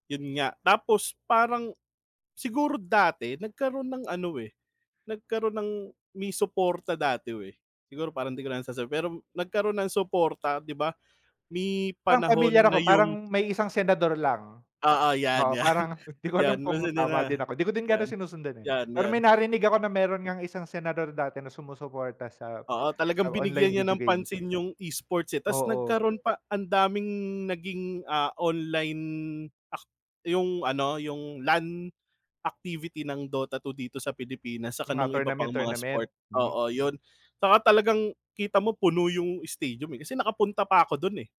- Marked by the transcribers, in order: "dati" said as "datiw"; chuckle; laughing while speaking: "'di ko alam kung"; chuckle; other background noise; tapping
- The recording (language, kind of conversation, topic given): Filipino, unstructured, Ano ang mas nakakaengganyo para sa iyo: paglalaro ng palakasan o mga larong bidyo?